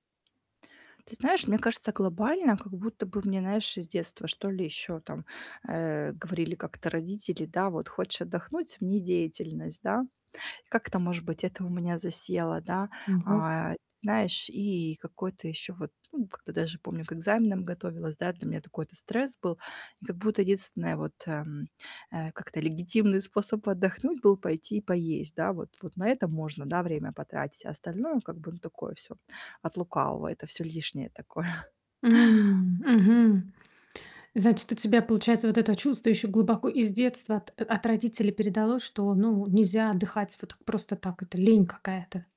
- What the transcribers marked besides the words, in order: tapping; laughing while speaking: "такое"
- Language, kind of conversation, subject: Russian, advice, Как мне отдыхать и восстанавливаться без чувства вины?